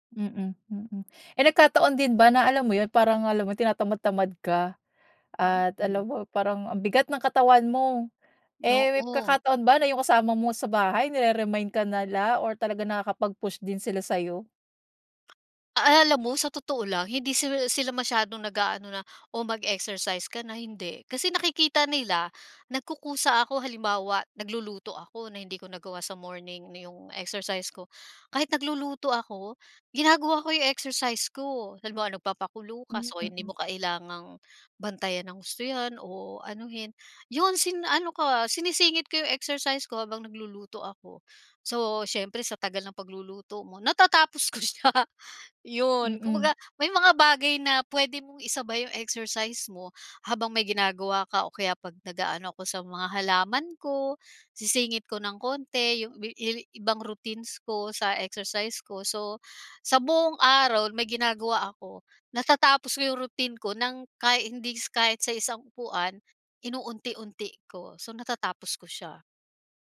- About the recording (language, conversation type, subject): Filipino, podcast, Paano mo napapanatili ang araw-araw na gana, kahit sa maliliit na hakbang lang?
- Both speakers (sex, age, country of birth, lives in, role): female, 40-44, Philippines, United States, host; female, 55-59, Philippines, Philippines, guest
- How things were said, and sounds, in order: tapping; laughing while speaking: "siya"